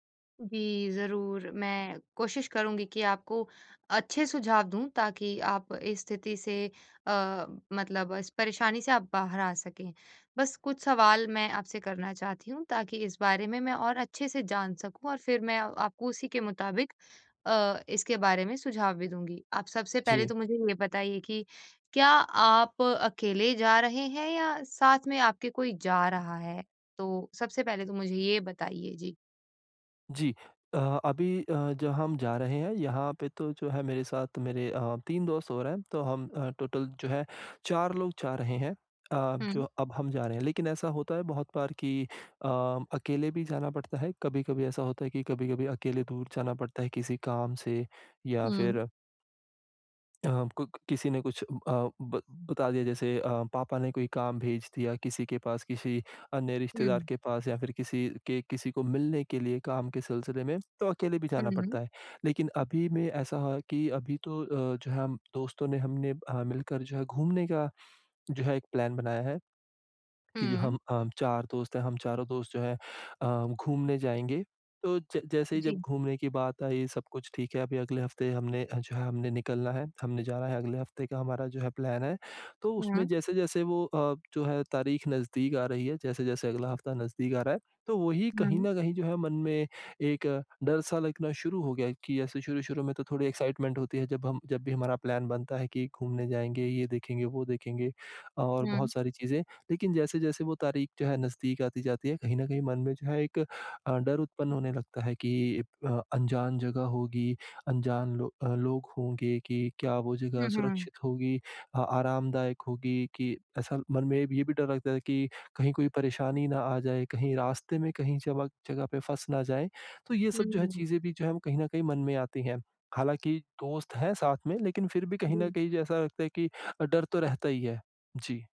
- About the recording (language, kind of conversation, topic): Hindi, advice, मैं अनजान जगहों पर अपनी सुरक्षा और आराम कैसे सुनिश्चित करूँ?
- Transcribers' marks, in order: in English: "टोटल"; in English: "प्लान"; in English: "प्लान"; in English: "एक्साइटमेंट"; in English: "प्लान"